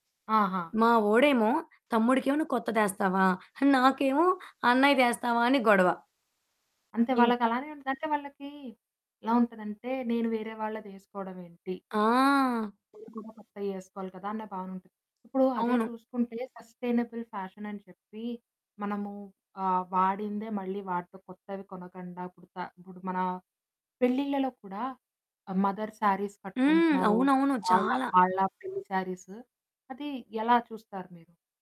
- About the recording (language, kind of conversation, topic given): Telugu, podcast, పాత దుస్తులు, వారసత్వ వస్త్రాలు మీకు ఏ అర్థాన్ని ఇస్తాయి?
- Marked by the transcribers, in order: unintelligible speech; in English: "సస్టెయినబుల్ ఫ్యాషన్"; in English: "మదర్ శారీస్"; static